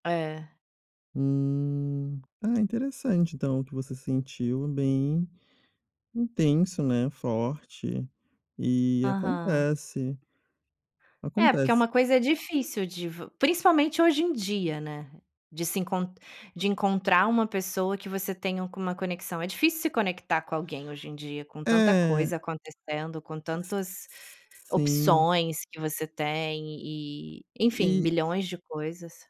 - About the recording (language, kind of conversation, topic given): Portuguese, podcast, Como foi reencontrar alguém depois de muitos anos?
- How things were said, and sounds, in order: tapping